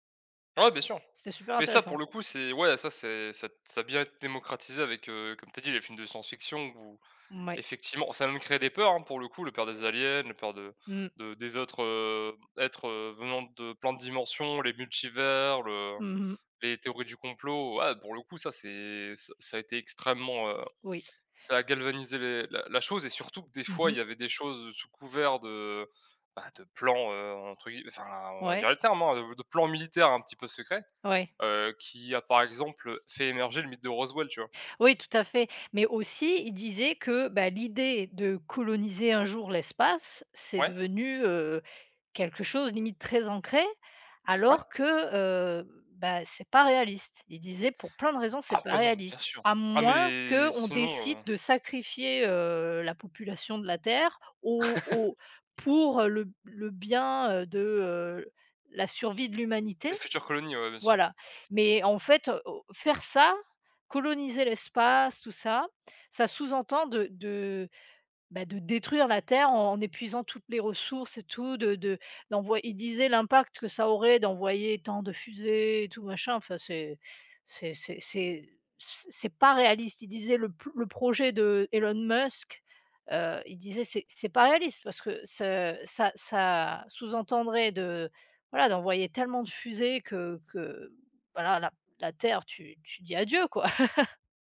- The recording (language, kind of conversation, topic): French, unstructured, Comment les influenceurs peuvent-ils sensibiliser leur audience aux enjeux environnementaux ?
- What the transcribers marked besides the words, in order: other background noise; chuckle; chuckle